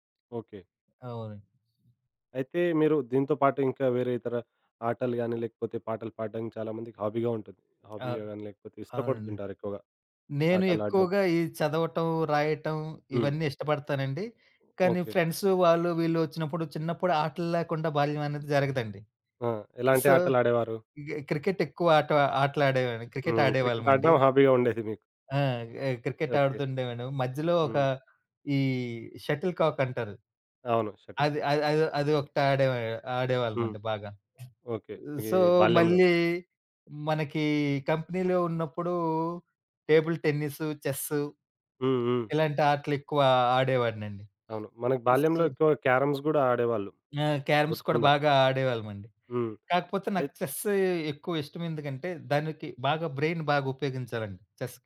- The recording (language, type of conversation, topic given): Telugu, podcast, ఒక అభిరుచిని మీరు ఎలా ప్రారంభించారో చెప్పగలరా?
- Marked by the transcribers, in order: other background noise; in English: "హాబీగా"; tapping; in English: "హాబీగా"; in English: "సో"; in English: "హాబీగా"; in English: "షటిల్"; in English: "షటిల్"; in English: "సో"; in English: "కంపినీలో"; in English: "క్యారమ్స్"; in English: "క్యారమ్స్"; in English: "బ్రైన్"; in English: "చెస్‌కి"